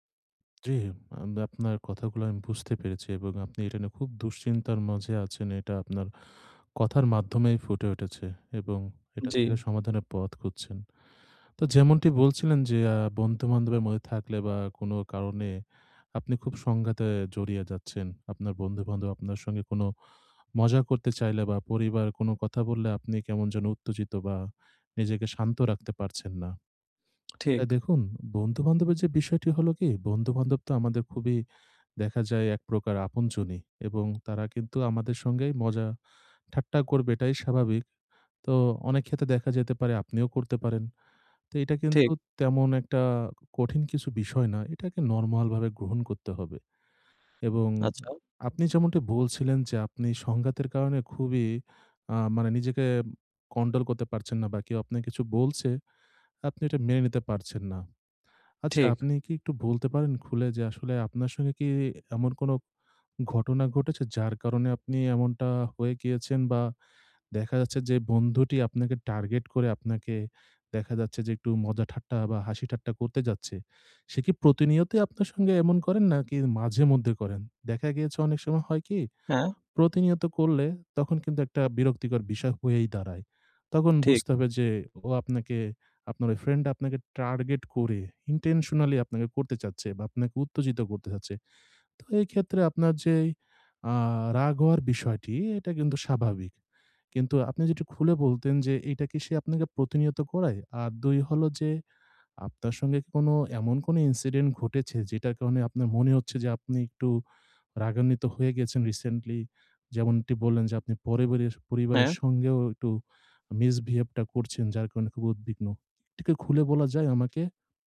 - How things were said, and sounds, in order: tapping; other background noise; in English: "intentionally"; in English: "incident"; in English: "misbehave"
- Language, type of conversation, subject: Bengali, advice, আমি কীভাবে শান্ত ও নম্রভাবে সংঘাত মোকাবিলা করতে পারি?